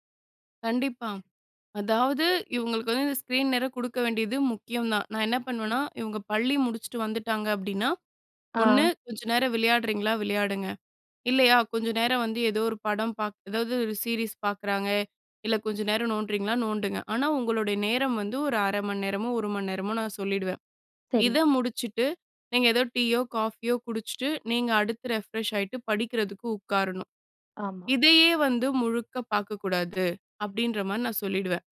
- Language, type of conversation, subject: Tamil, podcast, குழந்தைகளின் திரை நேரத்தை நீங்கள் எப்படி கையாள்கிறீர்கள்?
- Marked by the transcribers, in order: other background noise; in English: "ரெஃப்ரெஷ்"